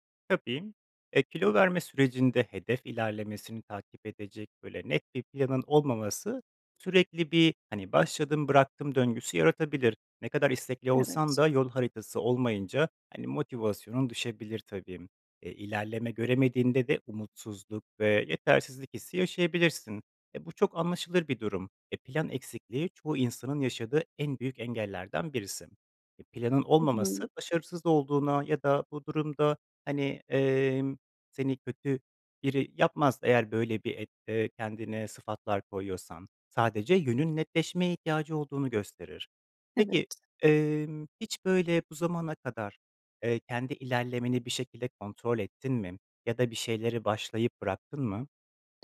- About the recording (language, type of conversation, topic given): Turkish, advice, Hedeflerimdeki ilerlemeyi düzenli olarak takip etmek için nasıl bir plan oluşturabilirim?
- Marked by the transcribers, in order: none